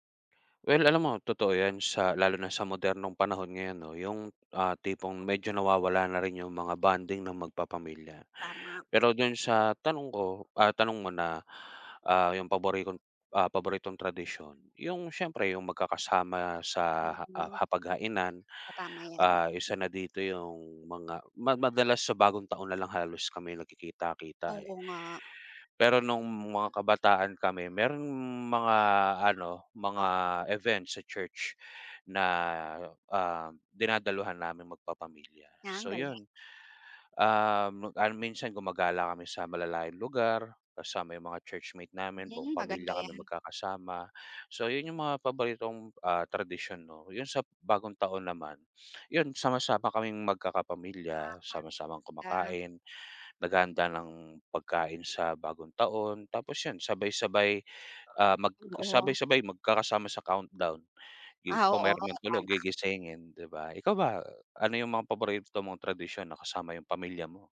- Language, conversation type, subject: Filipino, unstructured, Ano ang paborito mong tradisyon kasama ang pamilya?
- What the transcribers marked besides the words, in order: unintelligible speech